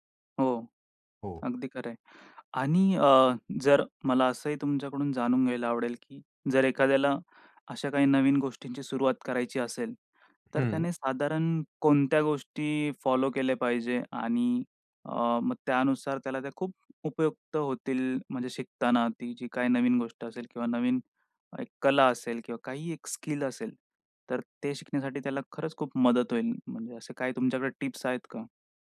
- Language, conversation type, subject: Marathi, podcast, स्वतःहून काहीतरी शिकायला सुरुवात कशी करावी?
- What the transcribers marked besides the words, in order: other background noise